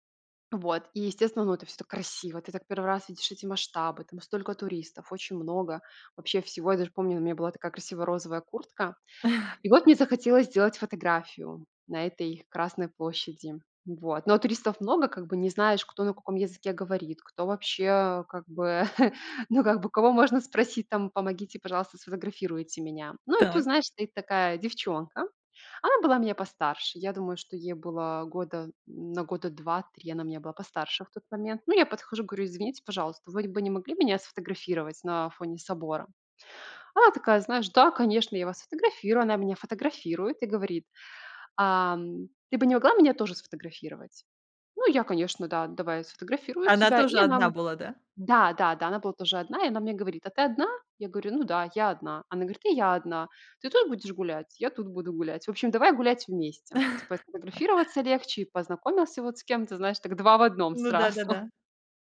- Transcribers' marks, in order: chuckle; chuckle; chuckle; laughing while speaking: "сразу"
- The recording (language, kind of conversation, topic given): Russian, podcast, Как ты познакомился(ась) с незнакомцем, который помог тебе найти дорогу?